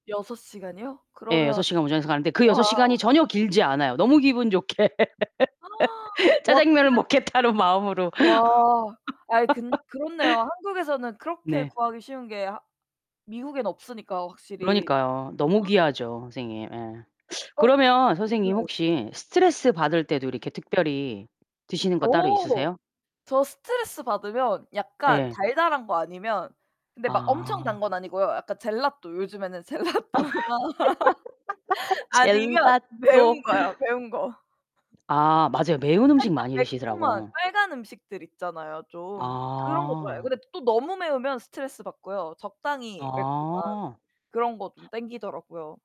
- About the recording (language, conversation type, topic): Korean, unstructured, 음식 때문에 기분이 달라진 적이 있나요?
- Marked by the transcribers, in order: distorted speech; gasp; other background noise; laughing while speaking: "좋게. 짜장면을 먹겠다는 마음으로"; laugh; gasp; laugh; laughing while speaking: "젤라또나"; laugh